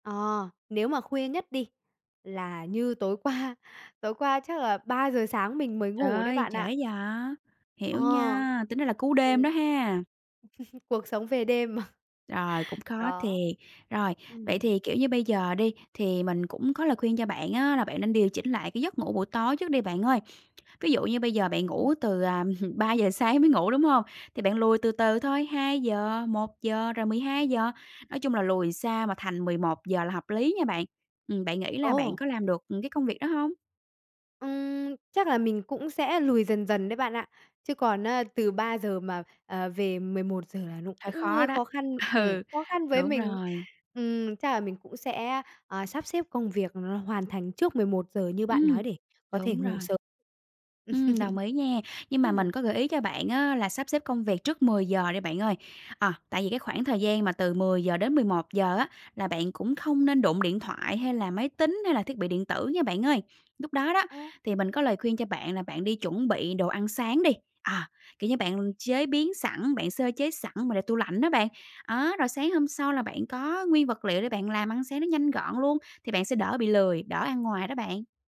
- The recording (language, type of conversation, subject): Vietnamese, advice, Làm thế nào để xây dựng một thói quen buổi sáng giúp ngày làm việc bớt lộn xộn?
- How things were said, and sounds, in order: laughing while speaking: "qua"; tapping; other background noise; chuckle; laughing while speaking: "mà"; chuckle; laughing while speaking: "Ừ"; laugh; other noise